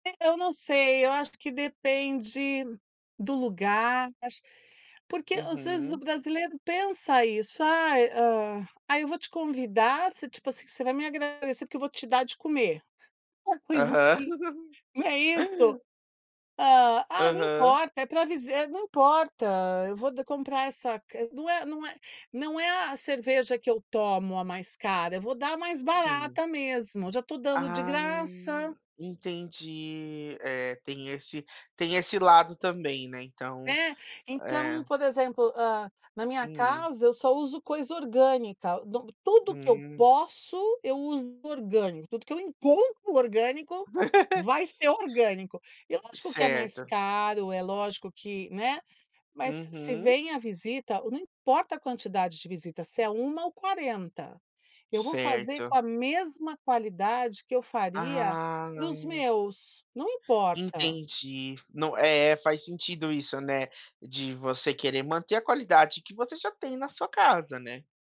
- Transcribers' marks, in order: laugh; laugh
- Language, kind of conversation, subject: Portuguese, podcast, Como se pratica hospitalidade na sua casa?